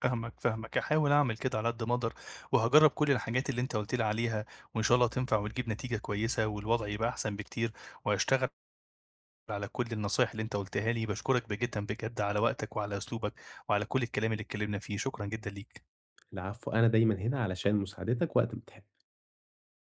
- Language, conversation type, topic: Arabic, advice, إزاي أقدر أحافظ على شخصيتي وأصالتي من غير ما أخسر صحابي وأنا بحاول أرضي الناس؟
- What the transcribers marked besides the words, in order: none